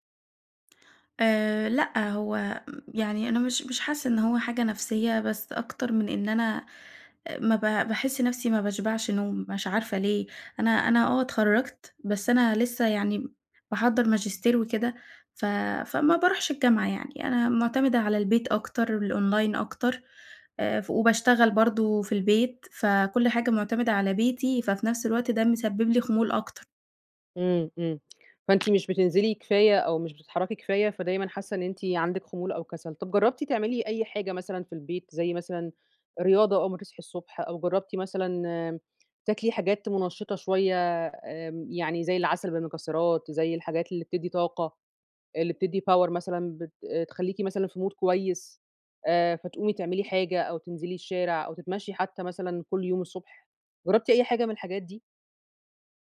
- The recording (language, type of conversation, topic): Arabic, advice, ليه بصحى تعبان رغم إني بنام كويس؟
- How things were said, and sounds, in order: in English: "والأونلاين"; other background noise; in English: "power"; in English: "mood"